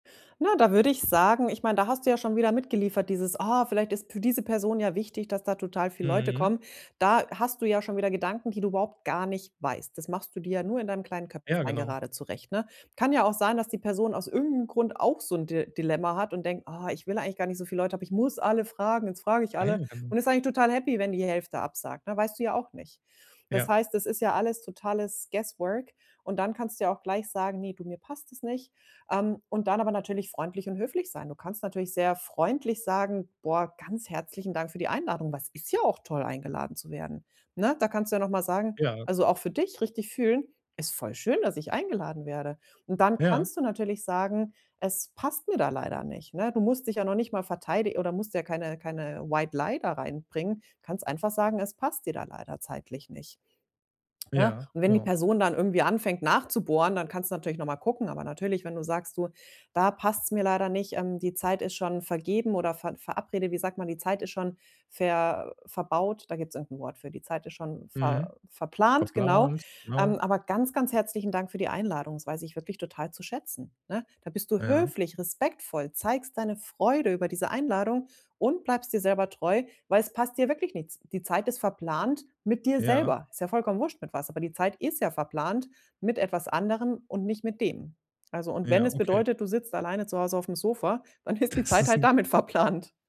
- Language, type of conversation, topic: German, advice, Wie sage ich Freunden höflich und klar, dass ich nicht zu einer Einladung kommen kann?
- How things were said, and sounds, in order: put-on voice: "Ah, ich will eigentlich gar … frage ich alle"; unintelligible speech; in English: "guesswork"; in English: "White Lie"; laughing while speaking: "dann ist die Zeit halt damit verplant"; laughing while speaking: "Das ist 'n"